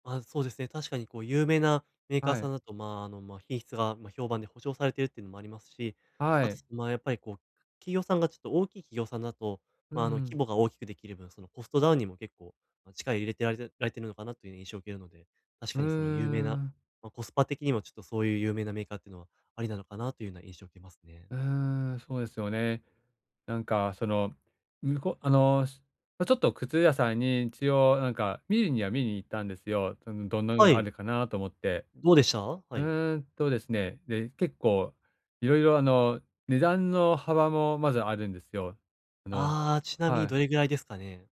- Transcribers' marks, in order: none
- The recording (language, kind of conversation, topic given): Japanese, advice, 買い物で選択肢が多すぎて決められないときは、どうすればいいですか？